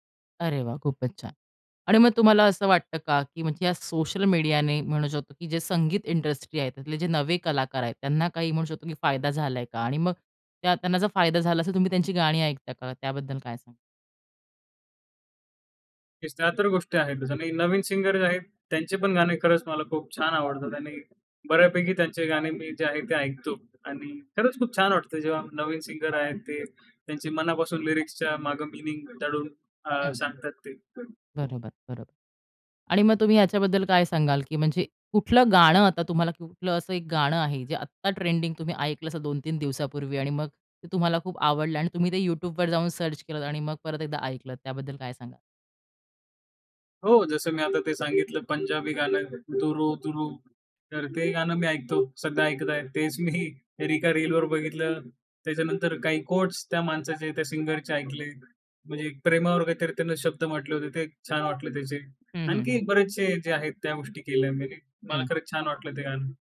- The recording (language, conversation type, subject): Marathi, podcast, सोशल मीडियामुळे तुमच्या संगीताच्या आवडीमध्ये कोणते बदल झाले?
- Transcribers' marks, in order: in English: "इंडस्ट्री"; other background noise; in English: "सिंगर"; in English: "सिंगर"; in English: "लिरिक्सच्या"; in English: "मीनिंग"; in English: "सर्च"; music; "एका" said as "रिका"; in English: "कोट्स"; in English: "सिंगरचे"